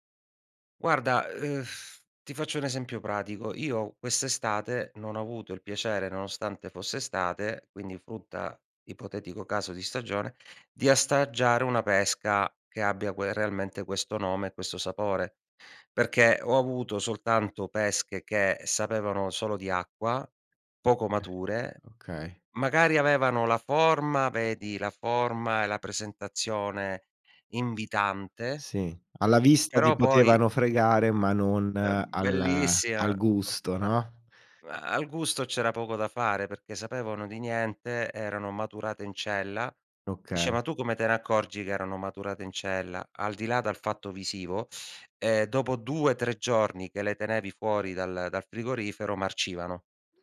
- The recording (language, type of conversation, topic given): Italian, podcast, In che modo i cicli stagionali influenzano ciò che mangiamo?
- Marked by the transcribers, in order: "assaggiare" said as "astagiare"; other background noise; tapping